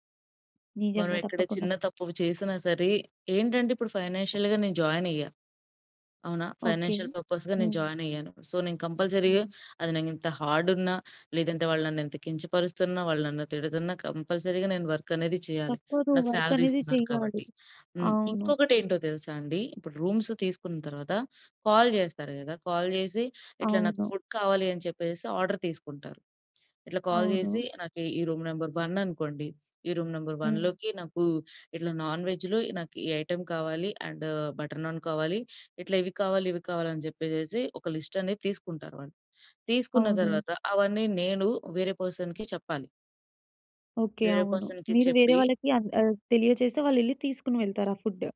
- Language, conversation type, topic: Telugu, podcast, మీరు ఒత్తిడిని ఎప్పుడు గుర్తించి దాన్ని ఎలా సమర్థంగా ఎదుర్కొంటారు?
- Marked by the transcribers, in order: in English: "ఫైనాన్షియల్‌గా"; in English: "జాయిన్"; in English: "ఫైనాన్షియల్ పర్పస్‌గా"; in English: "జాయిన్"; in English: "సో"; in English: "కంపల్సరీగా"; in English: "కంపల్సరీగా"; in English: "వర్క్"; in English: "వర్క్"; in English: "సాలరీ"; in English: "కాల్"; in English: "కాల్"; in English: "ఫుడ్"; in English: "ఆర్డర్"; in English: "కాల్"; in English: "రూమ్ నంబర్ వన్"; in English: "రూమ్ నంబర్ వన్‌లోకి"; in English: "నాన్ వెజ్‌లో"; in English: "ఐటెమ్"; in English: "అండ్ బటర్ నాన్"; in English: "లిస్ట్"; in English: "పర్సన్‌కి"; in English: "పర్సన్‌కి"